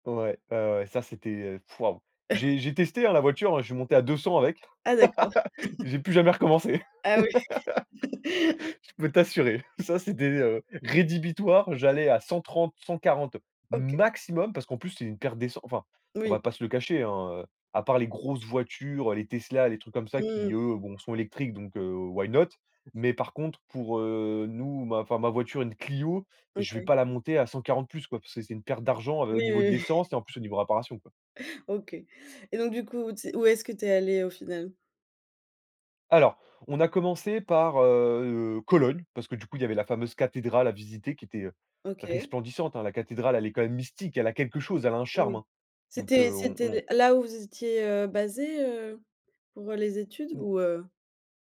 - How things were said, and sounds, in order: chuckle; laugh; chuckle; laugh; laugh; stressed: "maximum"; in English: "why not ?"; chuckle; other background noise
- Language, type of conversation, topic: French, podcast, Quelle expérience de voyage t’a le plus changé ?